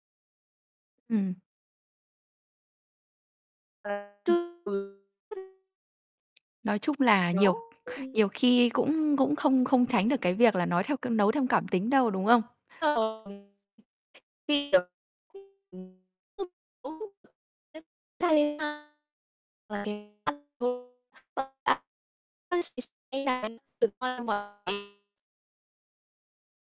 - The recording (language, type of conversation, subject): Vietnamese, podcast, Món ăn tự nấu nào khiến bạn tâm đắc nhất, và vì sao?
- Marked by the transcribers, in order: unintelligible speech; unintelligible speech; tapping; other background noise; unintelligible speech; static; distorted speech; unintelligible speech